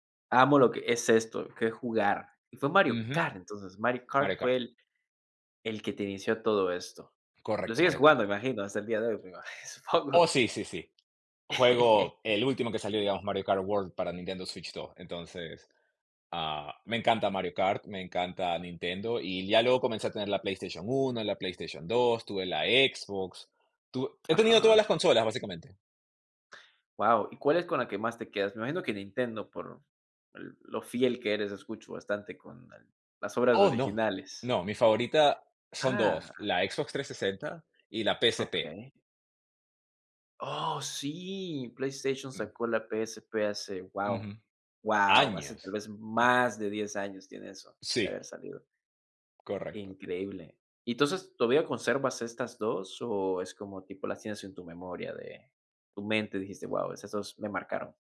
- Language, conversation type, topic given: Spanish, podcast, ¿Qué haces cuando te sientes muy estresado?
- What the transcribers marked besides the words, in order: laughing while speaking: "me imagi supongo"; chuckle; surprised: "¡Oh, sí!"; other noise